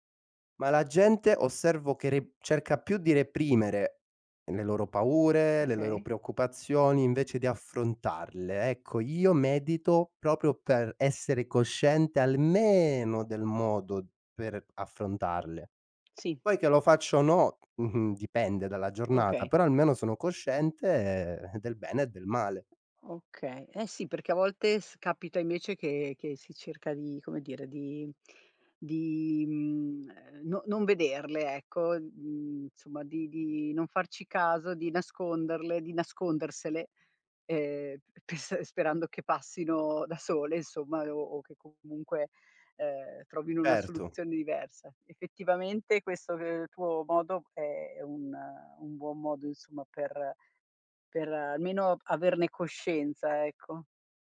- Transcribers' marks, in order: stressed: "almeno"; giggle
- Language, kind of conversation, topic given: Italian, podcast, Come organizzi la tua routine mattutina per iniziare bene la giornata?